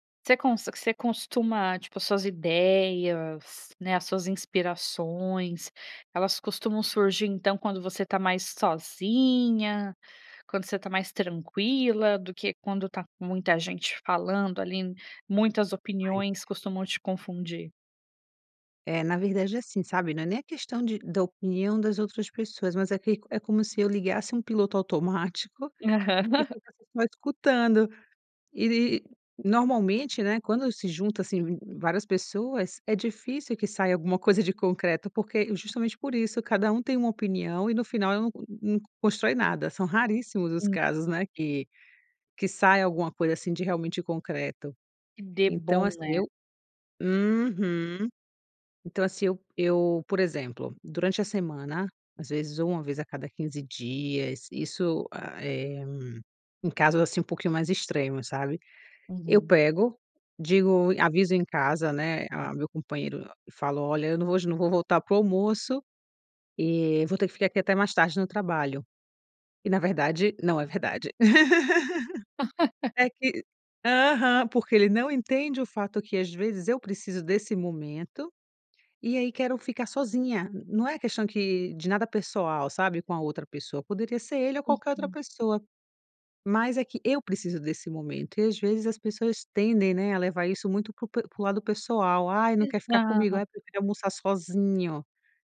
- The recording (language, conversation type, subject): Portuguese, podcast, O que te inspira mais: o isolamento ou a troca com outras pessoas?
- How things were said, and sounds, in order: laughing while speaking: "Aham"; tapping; laugh; laugh